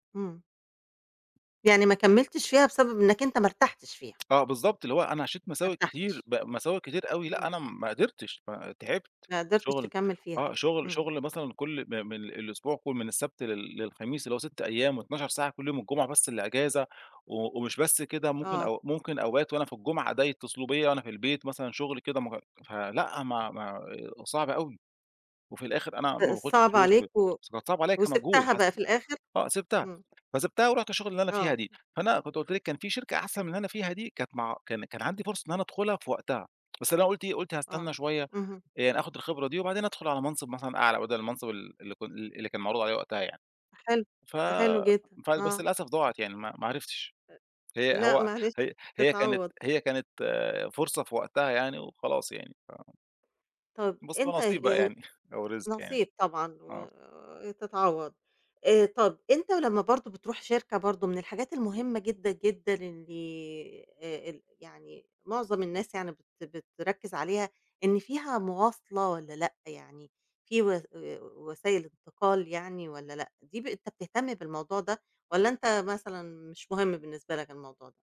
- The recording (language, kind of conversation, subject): Arabic, podcast, إزاي تختار بين وظيفتين معروضين عليك؟
- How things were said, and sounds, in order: tapping; laugh